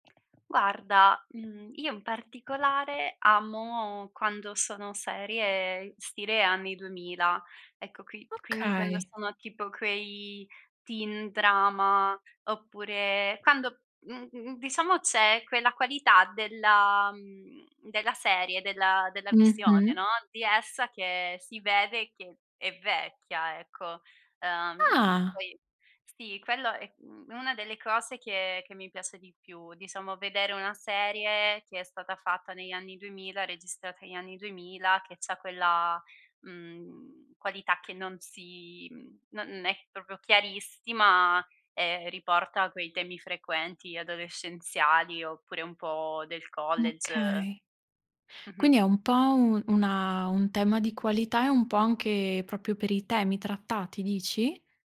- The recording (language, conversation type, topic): Italian, podcast, Che cosa ti piace di più quando guardi film e serie TV?
- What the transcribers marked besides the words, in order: tapping; in English: "teen drama"